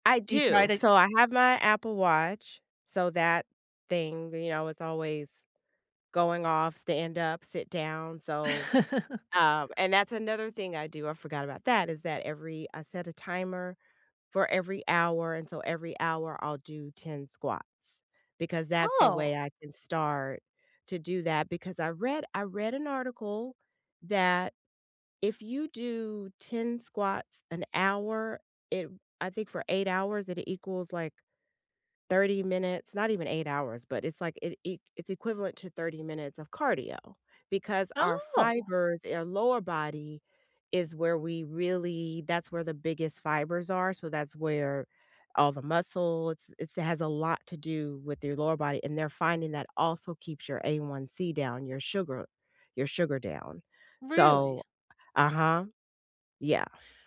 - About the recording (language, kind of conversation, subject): English, unstructured, What is a simple way to start getting fit without feeling overwhelmed?
- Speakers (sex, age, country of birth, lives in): female, 45-49, United States, United States; female, 55-59, United States, United States
- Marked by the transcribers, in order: chuckle; other background noise